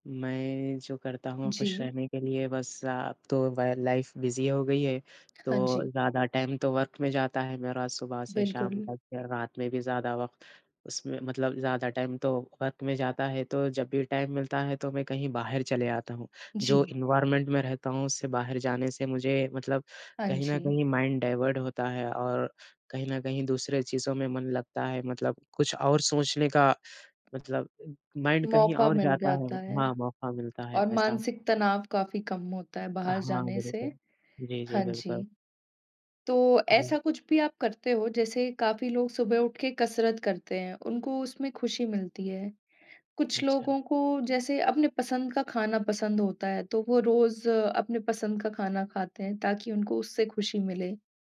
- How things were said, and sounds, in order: in English: "लाइफ़ बिज़ी"; in English: "टाइम"; in English: "वर्क"; in English: "टाइम"; in English: "वर्क"; in English: "टाइम"; in English: "एनवायरनमेंट"; in English: "माइंड डाइवर्ट"; in English: "माइंड"; tapping
- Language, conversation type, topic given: Hindi, unstructured, आप अपनी खुशियाँ कैसे बढ़ाते हैं?